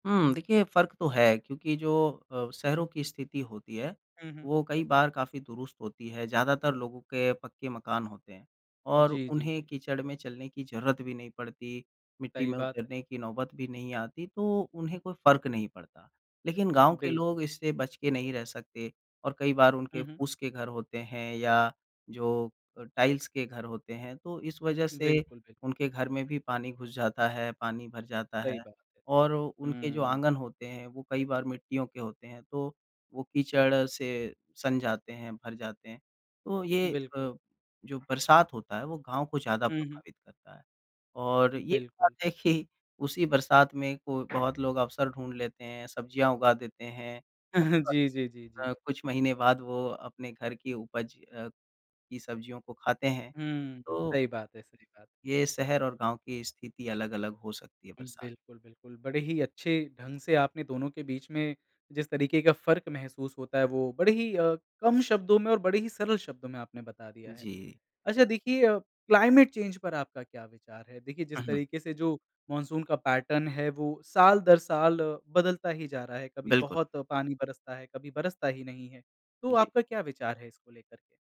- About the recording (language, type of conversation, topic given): Hindi, podcast, मानसून आते ही आपकी दिनचर्या में क्या बदलाव आता है?
- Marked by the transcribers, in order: laughing while speaking: "कि"; tapping; chuckle; unintelligible speech; in English: "क्लाइमेट चेंज़"; in English: "पैटर्न"